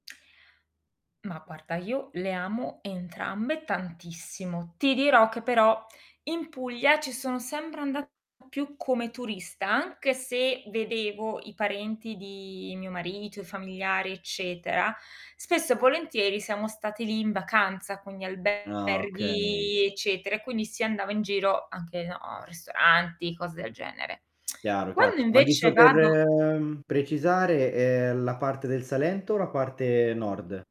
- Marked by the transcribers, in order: tongue click; "guarda" said as "parta"; distorted speech; tapping; other background noise; tongue click; drawn out: "ehm"
- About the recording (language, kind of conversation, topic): Italian, podcast, Come si conciliano tradizioni diverse nelle famiglie miste?